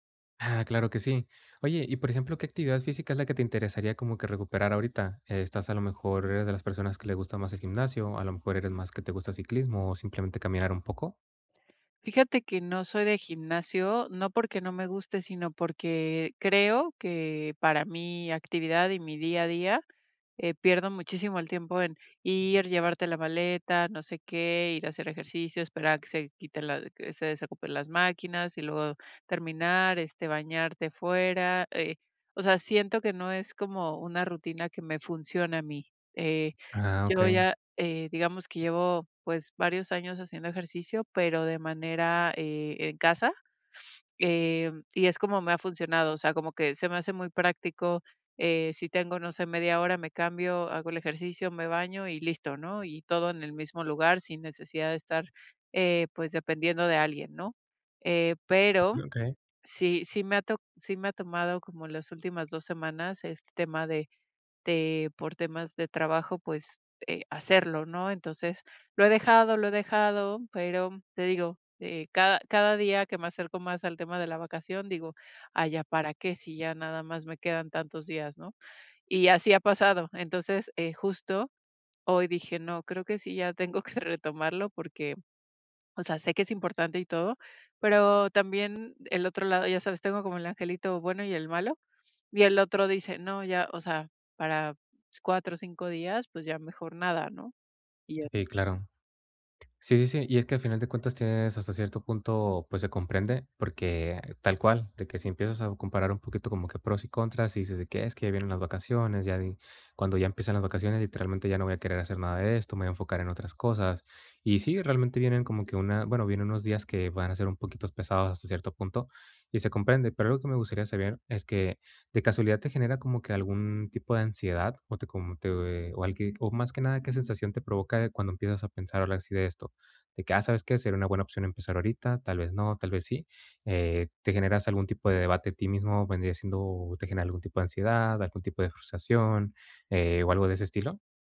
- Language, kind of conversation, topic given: Spanish, advice, ¿Cómo puedo superar el miedo y la procrastinación para empezar a hacer ejercicio?
- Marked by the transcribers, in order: laughing while speaking: "que"; tapping; other background noise